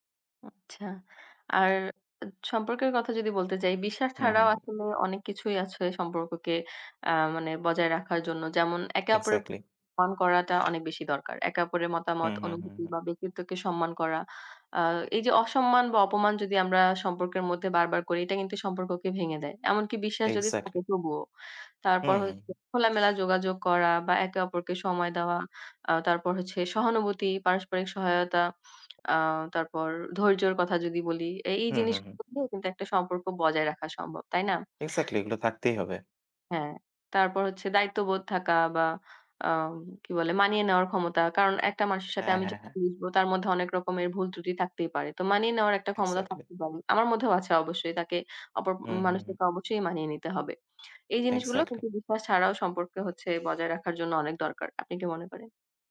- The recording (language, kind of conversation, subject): Bengali, unstructured, সম্পর্কে বিশ্বাস কেন এত গুরুত্বপূর্ণ বলে তুমি মনে করো?
- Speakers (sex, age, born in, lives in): female, 20-24, Bangladesh, Bangladesh; male, 25-29, Bangladesh, Bangladesh
- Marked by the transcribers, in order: tapping; other noise; other background noise; unintelligible speech